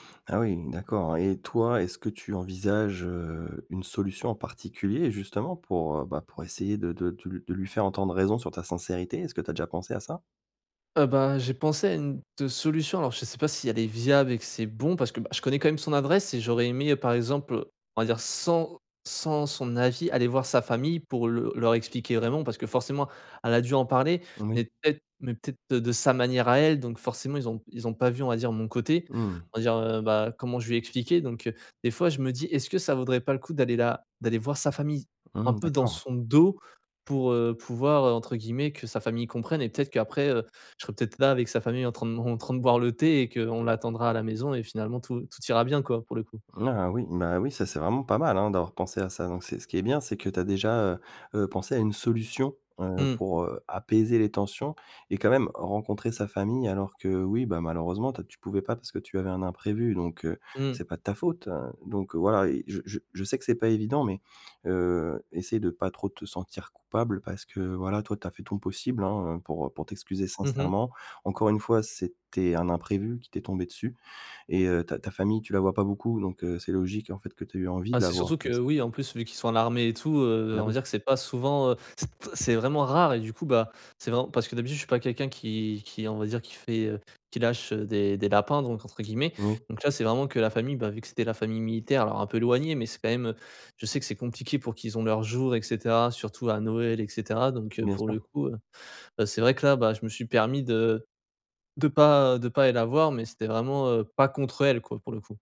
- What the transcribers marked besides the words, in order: stressed: "sa manière"; stressed: "apaiser"; tapping
- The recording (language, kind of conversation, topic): French, advice, Comment puis-je m’excuser sincèrement après une dispute ?